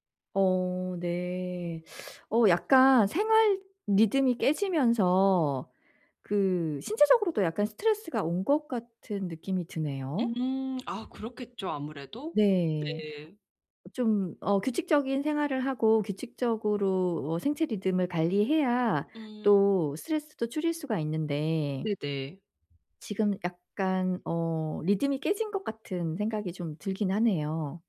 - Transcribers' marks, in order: none
- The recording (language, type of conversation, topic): Korean, advice, 미래의 결과를 상상해 충동적인 선택을 줄이려면 어떻게 해야 하나요?